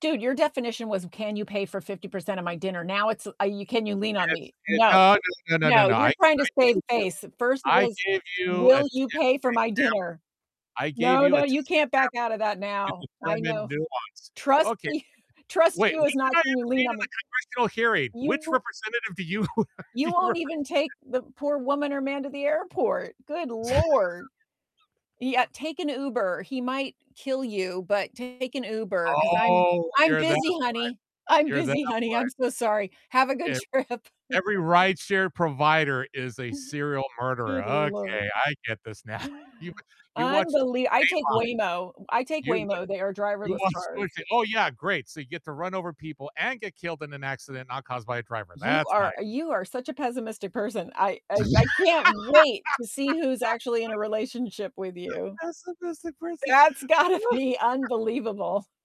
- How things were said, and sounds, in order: other background noise; tapping; distorted speech; unintelligible speech; laughing while speaking: "you"; laughing while speaking: "do you do you represent?"; laugh; laughing while speaking: "trip"; sigh; laughing while speaking: "now"; unintelligible speech; laugh; stressed: "wait"; laughing while speaking: "gotta be"; laugh
- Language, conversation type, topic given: English, unstructured, What role does trust play in romantic partnerships?
- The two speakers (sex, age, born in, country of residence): female, 65-69, United States, United States; male, 60-64, United States, United States